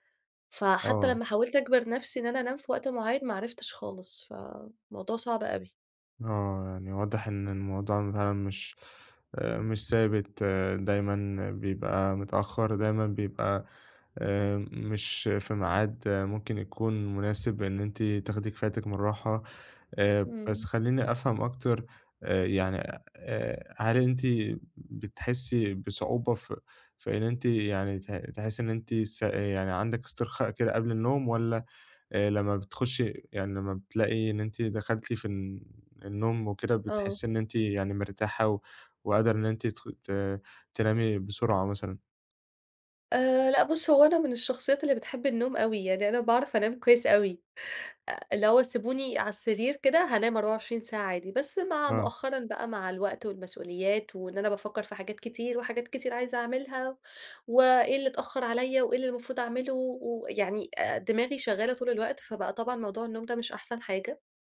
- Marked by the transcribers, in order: none
- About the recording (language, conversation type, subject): Arabic, advice, إزاي أعمل روتين بليل ثابت ومريح يساعدني أنام بسهولة؟